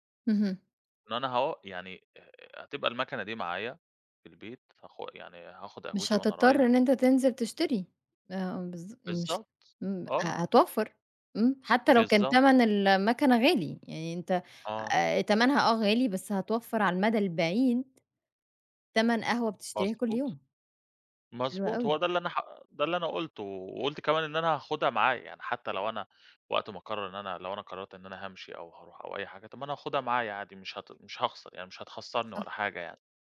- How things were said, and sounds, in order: none
- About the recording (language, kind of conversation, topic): Arabic, podcast, إزاي بتقرر بين راحة دلوقتي ومصلحة المستقبل؟